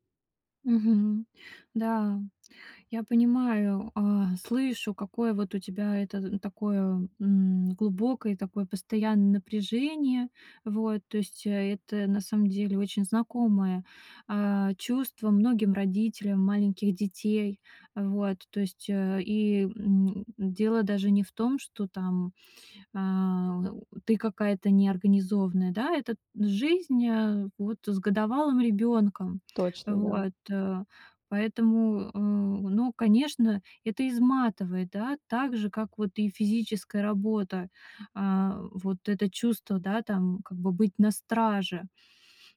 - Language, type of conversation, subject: Russian, advice, Как справиться с постоянным напряжением и невозможностью расслабиться?
- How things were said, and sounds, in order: none